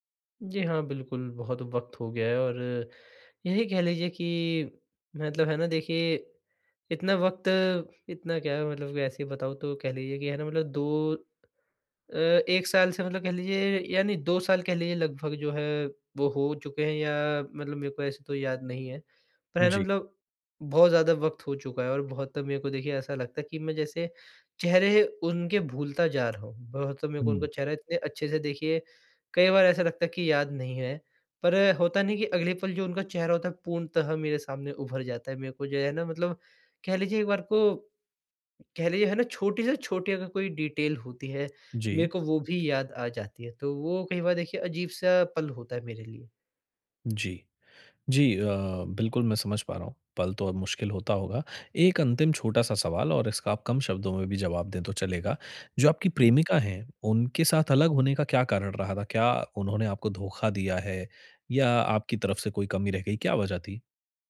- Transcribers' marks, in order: tapping; in English: "डिटेल"
- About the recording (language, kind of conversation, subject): Hindi, advice, मैं अचानक होने वाले दुःख और बेचैनी का सामना कैसे करूँ?